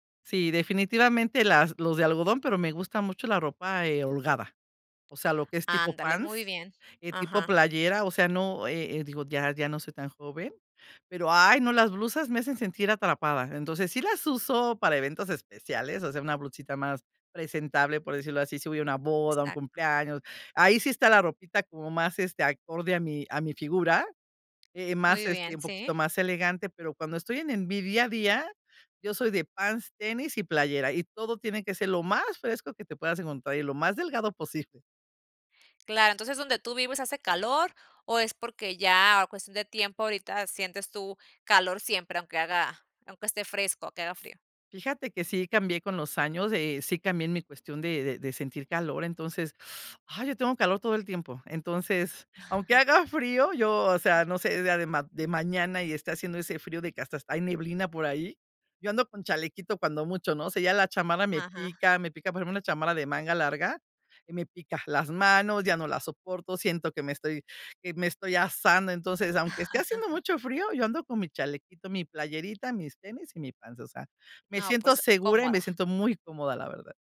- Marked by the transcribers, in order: in English: "pants"; in English: "pants"; other background noise; laugh; laugh; in English: "pants"
- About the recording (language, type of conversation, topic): Spanish, podcast, ¿Qué prendas te hacen sentir más seguro?